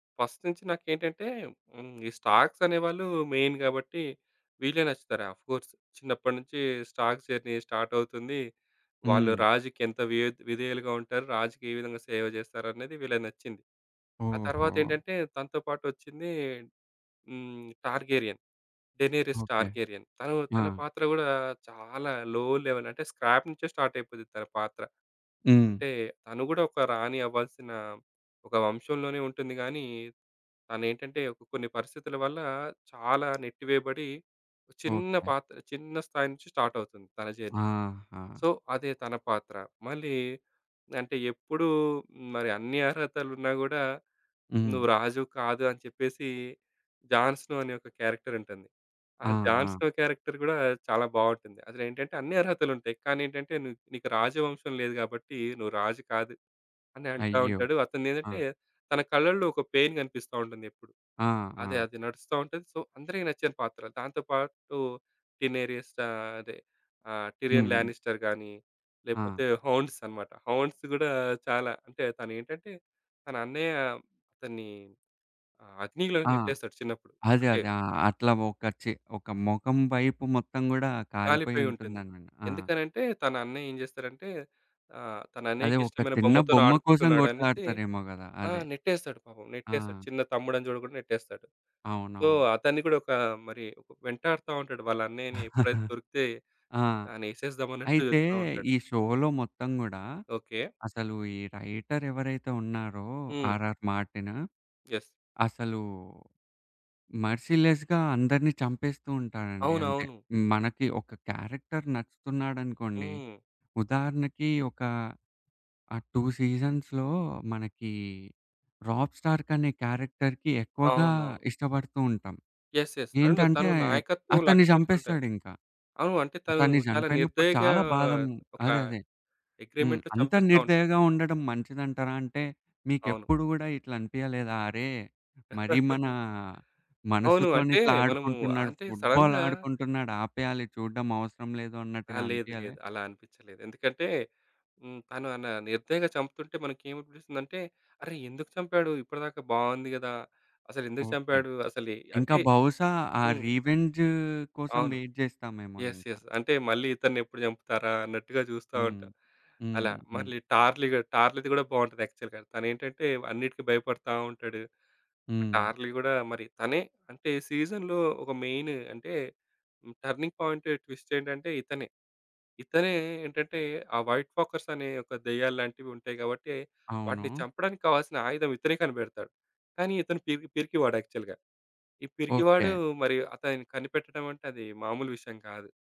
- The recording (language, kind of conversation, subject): Telugu, podcast, పాత్రలేనా కథనమా — మీకు ఎక్కువగా హృదయాన్ని తాకేది ఏది?
- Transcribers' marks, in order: in English: "ఫస్ట్"; in English: "స్టాక్స్"; in English: "మెయిన్"; in English: "ఆఫ్‍కోర్స్"; in English: "స్టాక్స్ జర్నీ స్టార్ట్"; in English: "లో లెవెల్"; in English: "స్క్రాప్"; tapping; in English: "సో"; in English: "క్యారెక్టర్"; in English: "క్యారెక్టర్"; other background noise; in English: "పెయిన్"; in English: "సో"; in English: "సో"; chuckle; in English: "షోలో"; in English: "రైటర్"; in English: "మర్సీలెస్‍గా"; in English: "యెస్"; in English: "క్యారెక్టర్"; in English: "టూ సీజన్స్‌లో"; in English: "క్యారెక్టర్‍కి"; in English: "యెస్. యెస్. అండ్"; in English: "అగ్రీమెంట్‍లో"; chuckle; in English: "ఫుట్‍బాల్"; in English: "సడెన్‍గా"; in English: "రీవెంజ్"; in English: "వెయిట్"; in English: "యెస్. యెస్"; in English: "యాక్చువల్‍గా"; in English: "సీజన్‍లో"; in English: "మెయిన్"; in English: "టర్నింగ్ పాయింట్, ట్విస్ట్"; in English: "యాక్చువల్‍గా"